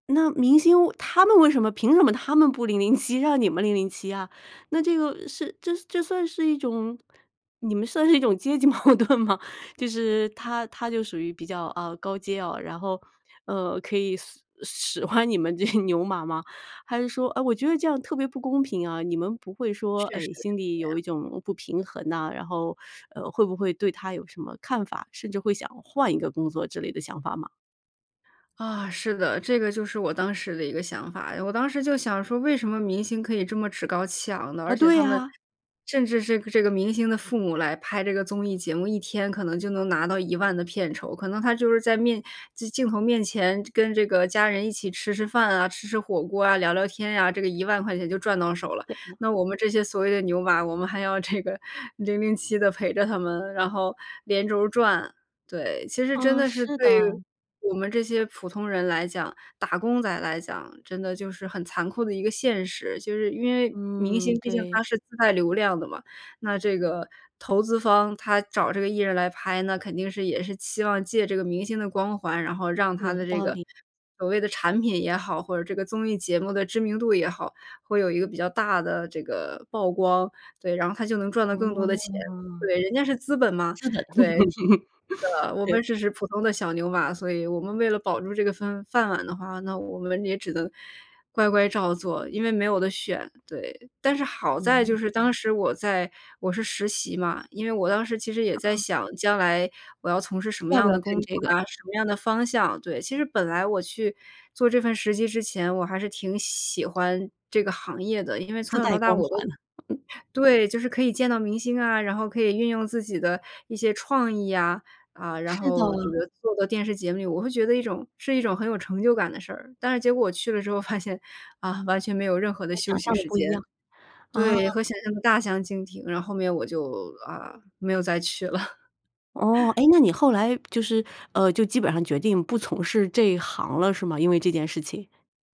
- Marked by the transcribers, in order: laughing while speaking: "阶级矛盾吗？"; laughing while speaking: "使唤你们这些"; teeth sucking; laughing while speaking: "这个"; laugh; other noise; laughing while speaking: "发现"; chuckle
- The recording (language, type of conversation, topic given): Chinese, podcast, 你怎么看待工作与生活的平衡？